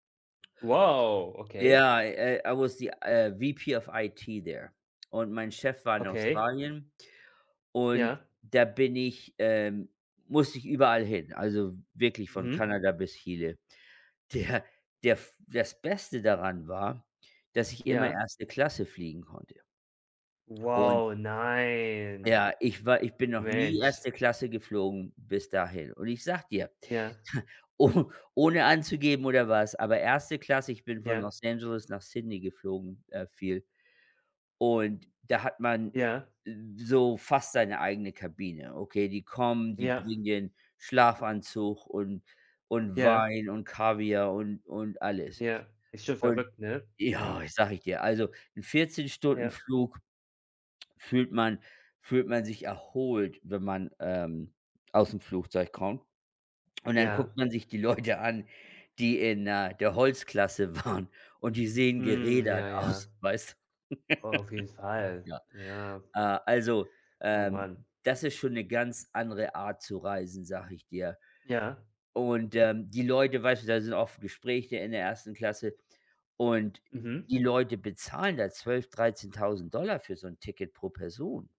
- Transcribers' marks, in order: surprised: "Wow"; in English: "I was the, äh, VP of IT there"; drawn out: "nein"; tapping; chuckle; other background noise; put-on voice: "ja"; laughing while speaking: "Leute"; laughing while speaking: "waren"; laughing while speaking: "aus"; laugh
- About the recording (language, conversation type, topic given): German, unstructured, Reist du am liebsten alleine oder mit Freunden?
- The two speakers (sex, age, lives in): male, 30-34, Germany; male, 55-59, United States